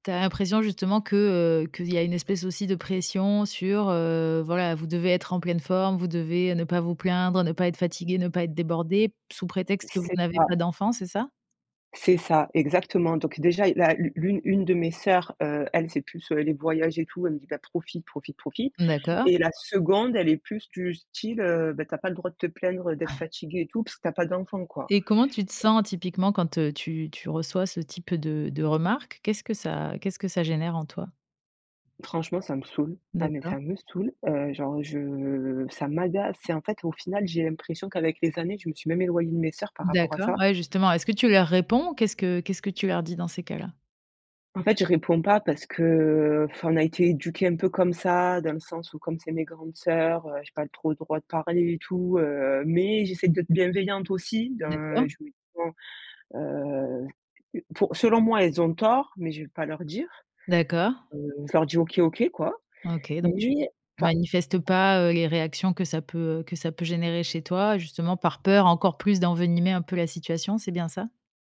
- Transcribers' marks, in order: unintelligible speech; tapping; unintelligible speech; other background noise
- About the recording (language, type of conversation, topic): French, podcast, Quels critères prends-tu en compte avant de décider d’avoir des enfants ?